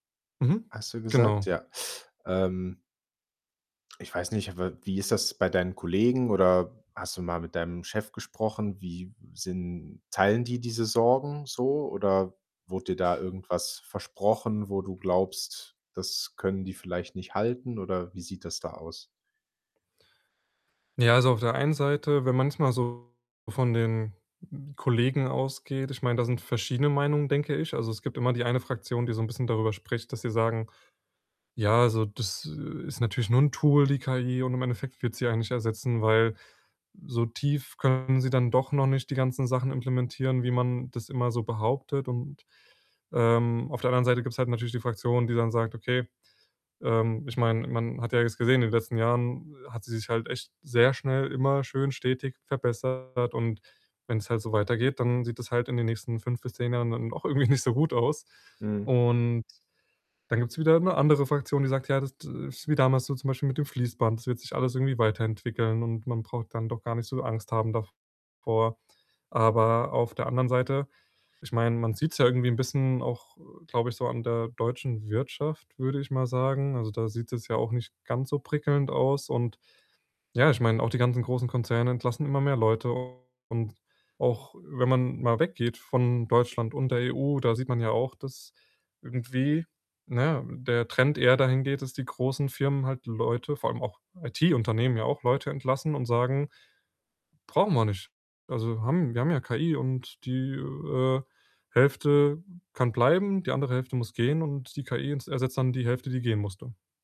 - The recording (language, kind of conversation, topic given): German, advice, Wie gehst du mit deinem plötzlichen Jobverlust und der Unsicherheit über deine Zukunft um?
- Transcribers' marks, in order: other background noise; distorted speech; laughing while speaking: "irgendwie nicht so gut aus"